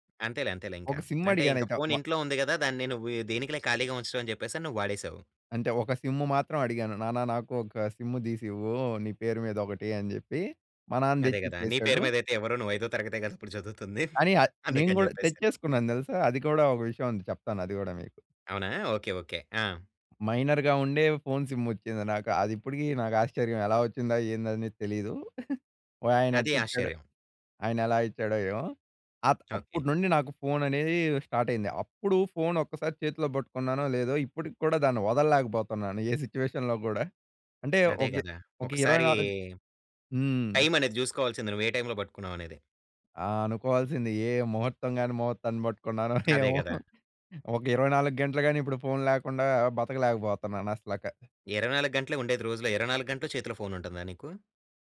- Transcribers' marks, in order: in English: "సిమ్"; in English: "మైనర్‌గా"; giggle; in English: "సిట్యుయేషన్‌లో"; drawn out: "ఒకసారీ"; tapping; chuckle
- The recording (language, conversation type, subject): Telugu, podcast, మీ ఫోన్ వల్ల మీ సంబంధాలు ఎలా మారాయి?